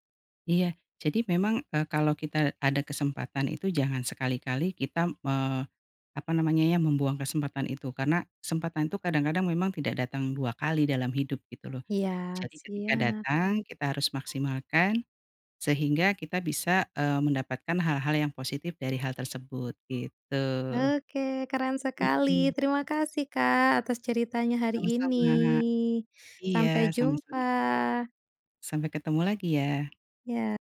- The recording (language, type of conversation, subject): Indonesian, podcast, Apakah kamu pernah mendapat kesempatan karena berada di tempat yang tepat pada waktu yang tepat?
- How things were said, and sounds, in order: alarm; other background noise; drawn out: "ini"